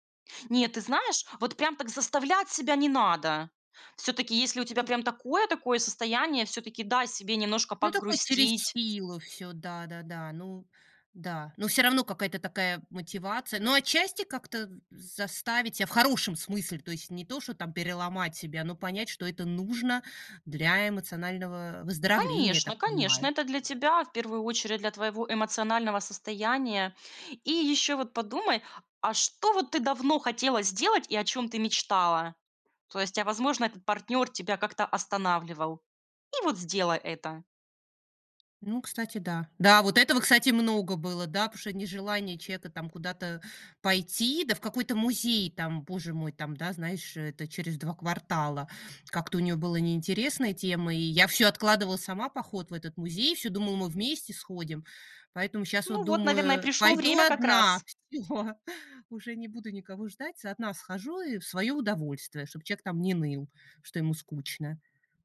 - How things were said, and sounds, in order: other background noise; tapping; background speech; laughing while speaking: "Всё!"
- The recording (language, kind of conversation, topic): Russian, advice, Как вы переживаете одиночество и пустоту после расставания?